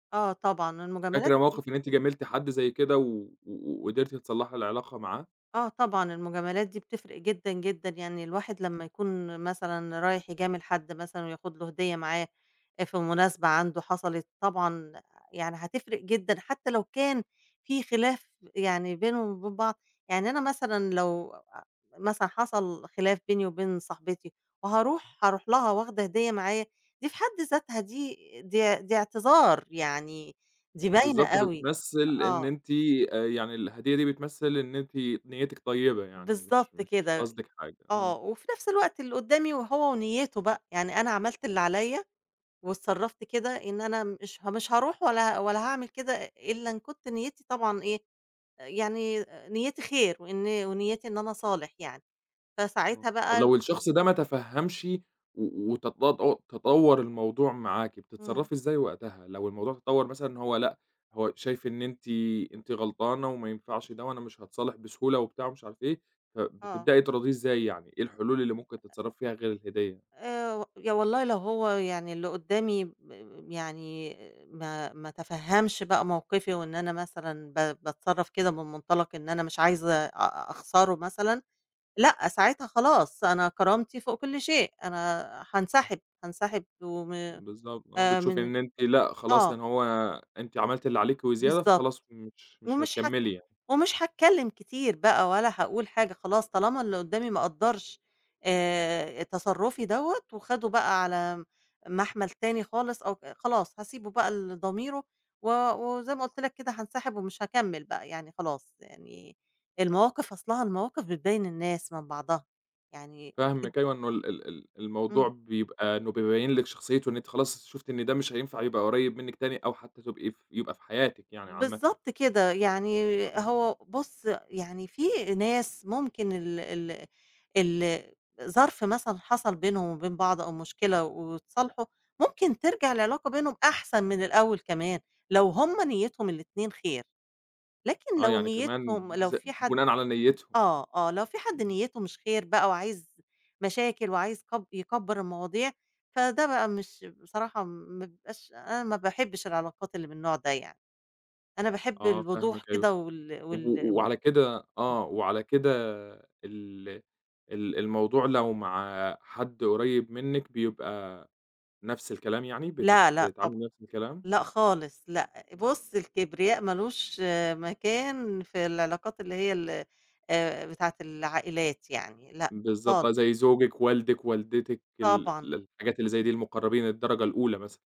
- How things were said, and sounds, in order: unintelligible speech; other noise
- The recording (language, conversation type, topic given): Arabic, podcast, إزاي أصلّح علاقتي بعد سوء تفاهم كبير؟